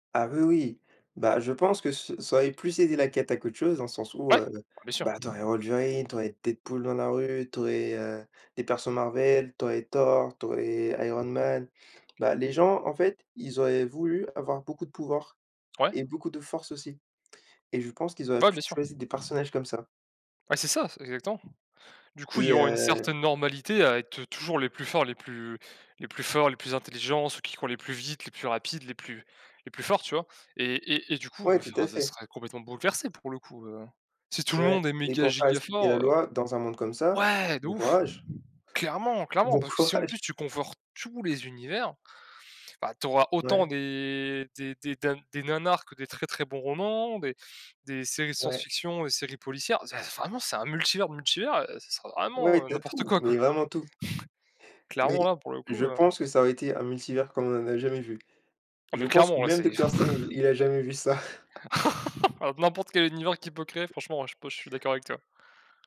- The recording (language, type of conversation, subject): French, unstructured, Comment une journée où chacun devrait vivre comme s’il était un personnage de roman ou de film influencerait-elle la créativité de chacun ?
- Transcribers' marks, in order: tapping; stressed: "Ouais"; stressed: "Clairement"; chuckle; chuckle; laugh; chuckle